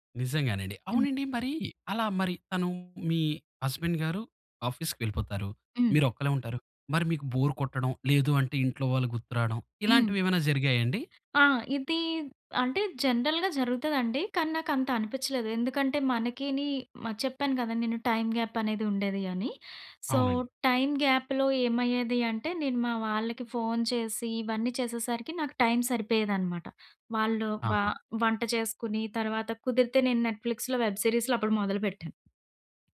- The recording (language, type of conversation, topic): Telugu, podcast, పెళ్లి, ఉద్యోగం లేదా స్థలాంతరం వంటి జీవిత మార్పులు మీ అంతర్మనసుపై ఎలా ప్రభావం చూపించాయి?
- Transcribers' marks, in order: in English: "హస్బెండ్"; in English: "బోర్"; in English: "జనరల్‌గా"; in English: "టైమ్‌గ్యాప్"; in English: "సో, టైమ్‌గ్యాప్‌లో"; in English: "నెట్‌ఫలిక్స్‌లో వెబ్ సిరీస్‌లో"